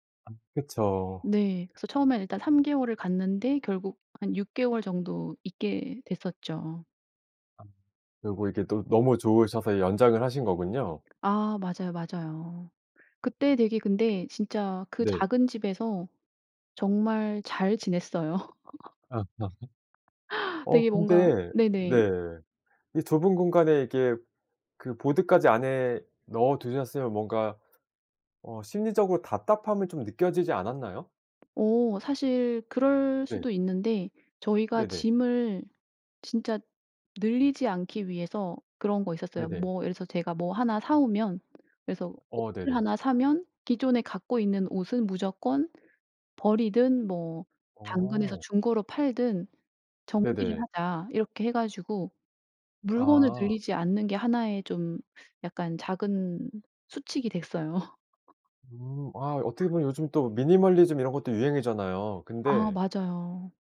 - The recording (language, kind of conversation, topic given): Korean, podcast, 작은 집에서도 더 편하게 생활할 수 있는 팁이 있나요?
- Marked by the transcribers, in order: other background noise; laugh; laugh